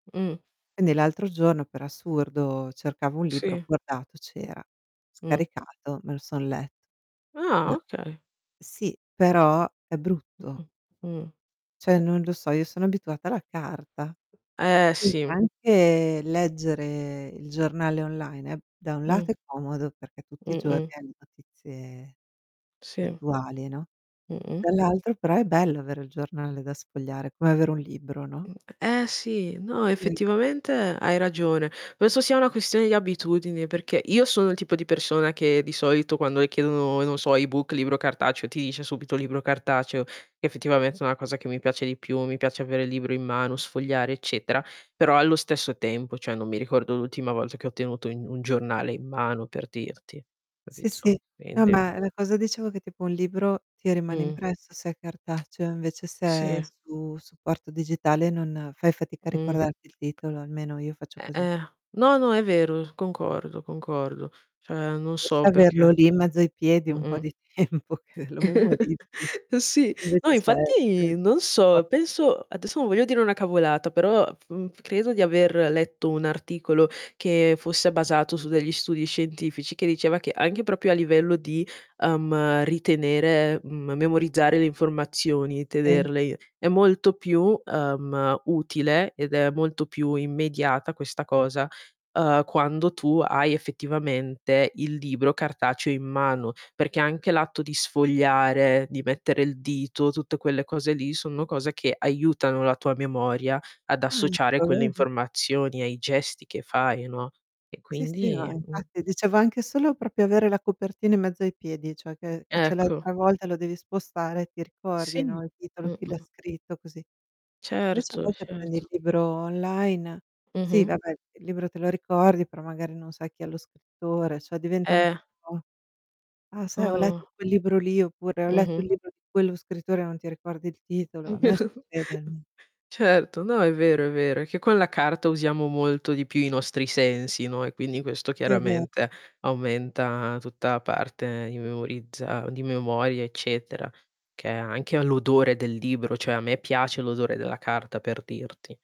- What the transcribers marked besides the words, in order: other background noise; distorted speech; static; "Cioè" said as "ceh"; tapping; mechanical hum; "una" said as "na"; "cioè" said as "ceh"; "Capito" said as "Capizo"; chuckle; laughing while speaking: "tempo che lo"; unintelligible speech; "proprio" said as "propio"; "proprio" said as "propio"; giggle; stressed: "odore"; "cioè" said as "ceh"
- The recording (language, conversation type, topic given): Italian, unstructured, Qual è la tua opinione sulla lettura delle notizie online rispetto al giornale cartaceo?